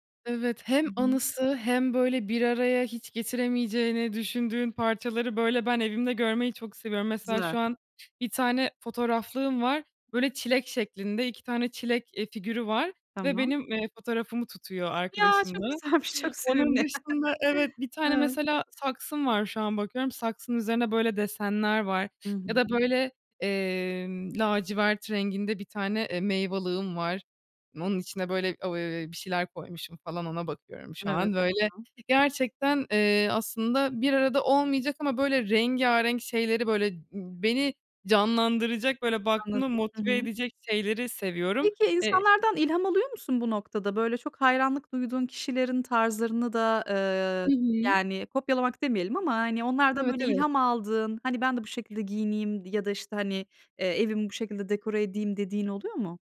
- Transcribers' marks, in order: other background noise; laughing while speaking: "Ya çok güzelmiş, çok sevimli"; chuckle; "meyveliğim" said as "meyvalığım"
- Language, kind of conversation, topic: Turkish, podcast, Kendi estetiğini nasıl tanımlarsın?
- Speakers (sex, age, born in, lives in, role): female, 20-24, Turkey, Germany, guest; female, 40-44, Turkey, Netherlands, host